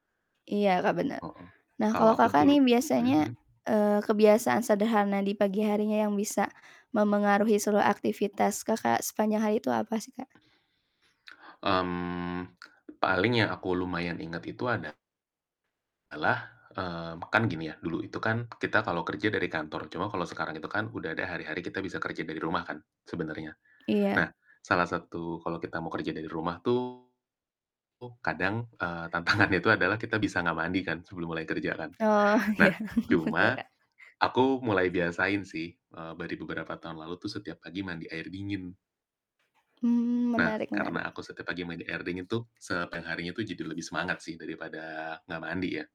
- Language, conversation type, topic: Indonesian, unstructured, Kebiasaan kecil apa yang membuat harimu lebih baik?
- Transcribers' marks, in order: other background noise; static; tapping; distorted speech; laughing while speaking: "tantangannya"; laughing while speaking: "iya"; chuckle